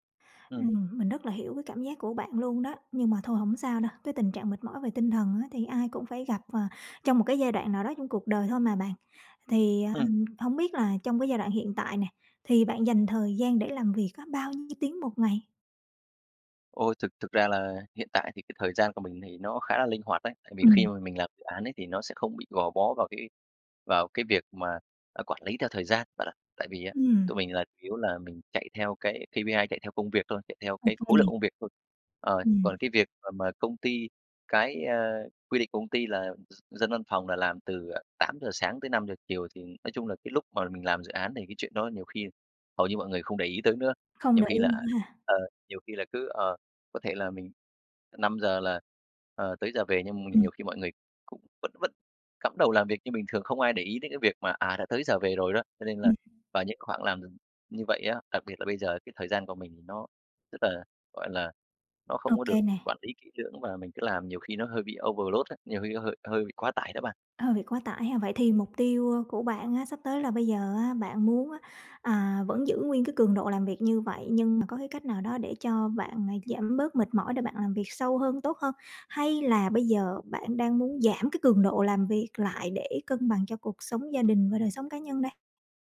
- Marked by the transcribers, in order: tapping; other background noise; in English: "K-P-I"; unintelligible speech; in English: "overload"
- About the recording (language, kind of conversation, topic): Vietnamese, advice, Làm sao để vượt qua tình trạng kiệt sức tinh thần khiến tôi khó tập trung làm việc?